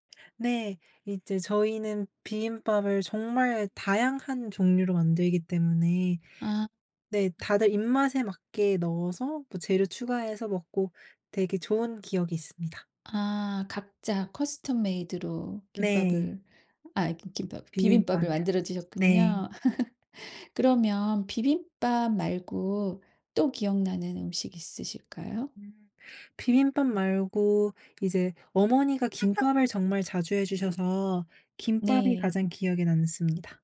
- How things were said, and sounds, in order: tapping; other background noise; laugh; alarm
- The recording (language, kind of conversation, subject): Korean, podcast, 어릴 때 특히 기억에 남는 음식이 있나요?